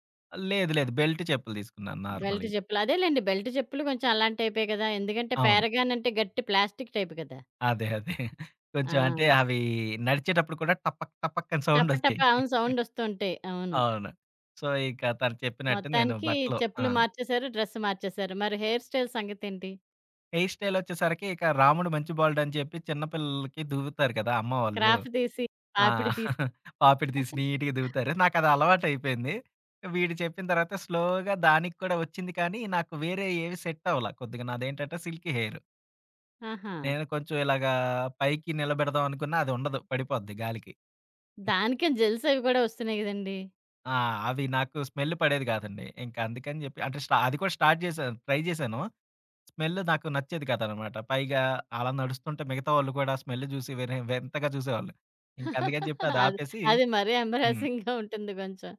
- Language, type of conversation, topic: Telugu, podcast, జీవితంలో వచ్చిన పెద్ద మార్పు నీ జీవనశైలి మీద ఎలా ప్రభావం చూపింది?
- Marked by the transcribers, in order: other background noise; in English: "బెల్ట్"; in English: "బెల్ట్"; in English: "ప్లాస్టిక్"; chuckle; chuckle; in English: "సో"; in English: "డ్రెస్"; in English: "హెయిర్ స్టైల్"; in English: "హెయిర్ స్టైల్"; in English: "క్రాఫ్"; chuckle; in English: "నీట్‌గా"; chuckle; in English: "స్లోగా"; in English: "సిల్కీ హెయిర్"; in English: "స్మెల్"; in English: "స్టార్ట్"; in English: "ట్రై"; tapping; in English: "స్మెల్"; in English: "స్మెల్"; giggle